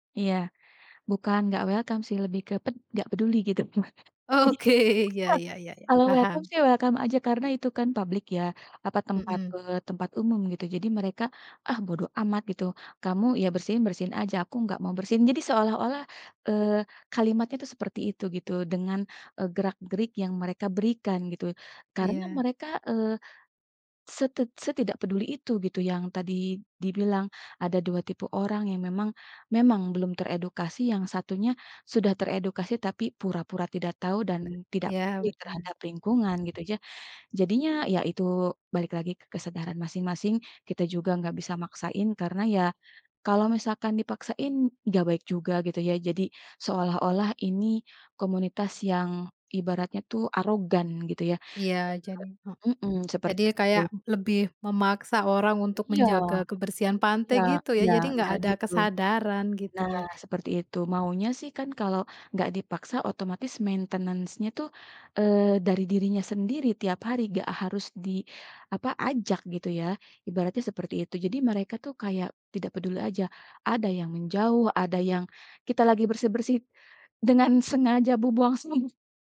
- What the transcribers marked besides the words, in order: in English: "welcome"; chuckle; laughing while speaking: "Oke"; laugh; in English: "welcome"; in English: "welcome"; other background noise; tapping; in English: "maintenance-nya"
- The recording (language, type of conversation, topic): Indonesian, podcast, Kenapa penting menjaga kebersihan pantai?